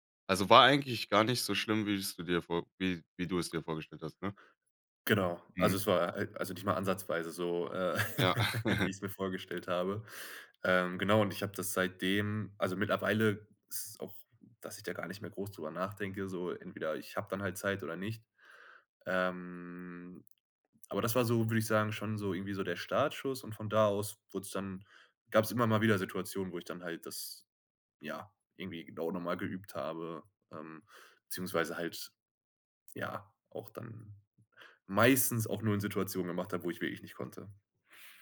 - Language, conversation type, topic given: German, podcast, Wann hast du zum ersten Mal bewusst „Nein“ gesagt und dich dadurch freier gefühlt?
- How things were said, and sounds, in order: chuckle; drawn out: "Ähm"; stressed: "meistens"